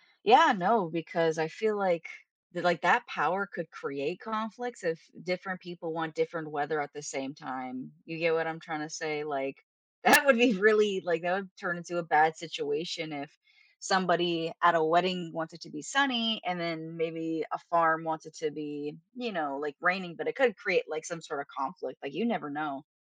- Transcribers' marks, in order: laughing while speaking: "that would be really"
- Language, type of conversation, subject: English, unstructured, How might having control over natural forces like weather or tides affect our relationship with the environment?
- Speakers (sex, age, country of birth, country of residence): female, 20-24, United States, United States; female, 40-44, United States, United States